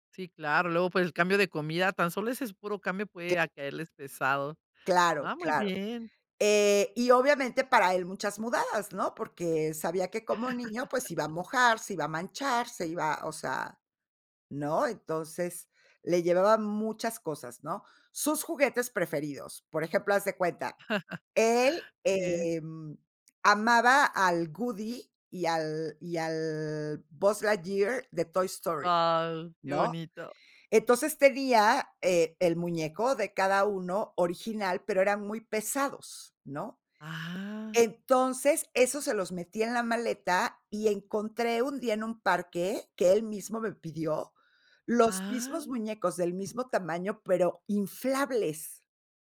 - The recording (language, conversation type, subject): Spanish, podcast, ¿Cómo cuidas tu seguridad cuando viajas solo?
- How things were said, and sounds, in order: chuckle; chuckle; drawn out: "Ah"; drawn out: "Ah"